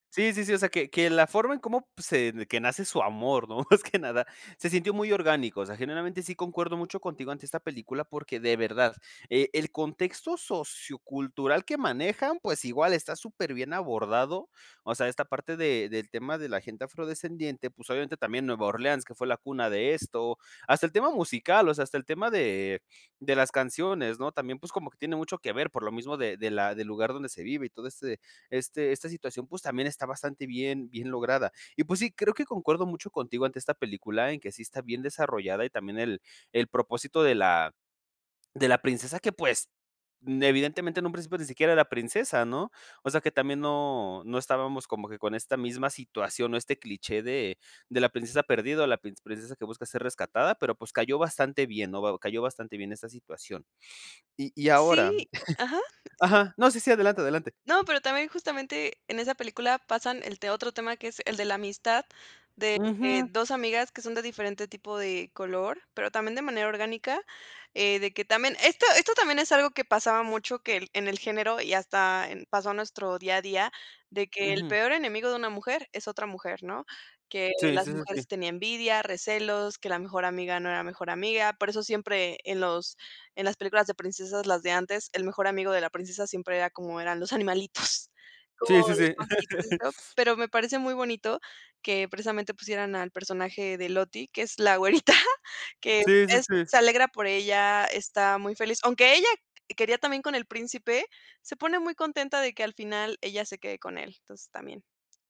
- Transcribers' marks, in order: laughing while speaking: "más que"; other background noise; chuckle; laugh; laughing while speaking: "güerita"
- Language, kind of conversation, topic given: Spanish, podcast, ¿Qué opinas de la representación de género en las películas?